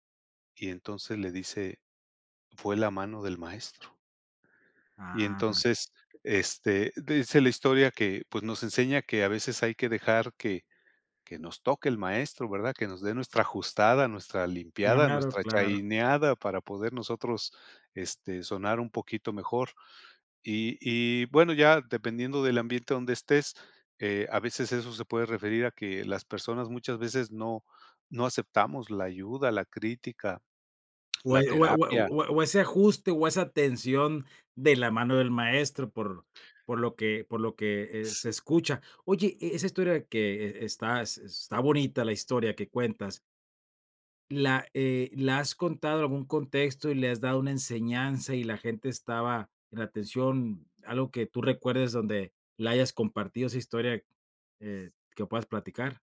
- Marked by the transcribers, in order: unintelligible speech
- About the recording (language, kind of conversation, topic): Spanish, podcast, ¿Qué te ayuda a contar historias que conecten con la gente?